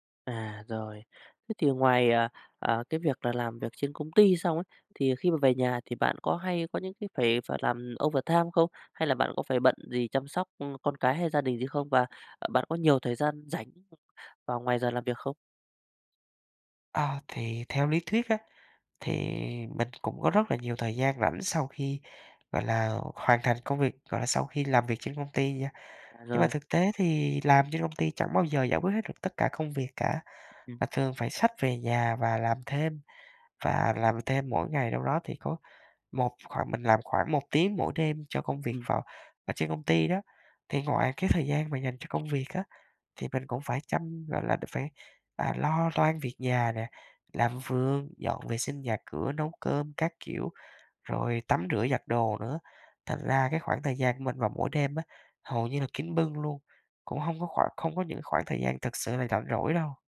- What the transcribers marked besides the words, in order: in English: "overtime"; other background noise; tapping
- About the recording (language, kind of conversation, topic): Vietnamese, advice, Làm sao để bạn sắp xếp thời gian hợp lý hơn để ngủ đủ giấc và cải thiện sức khỏe?